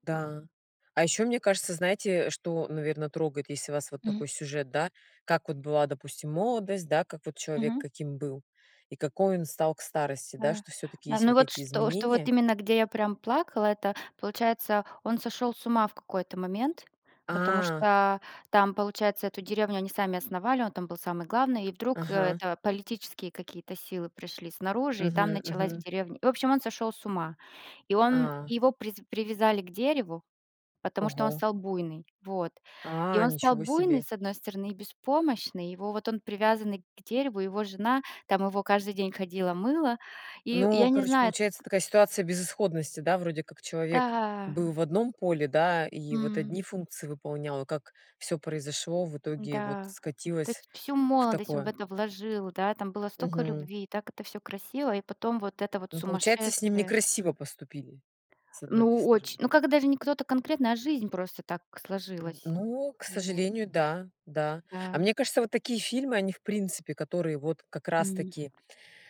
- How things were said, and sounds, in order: other background noise; tapping
- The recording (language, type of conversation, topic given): Russian, unstructured, Почему фильмы иногда вызывают сильные эмоции?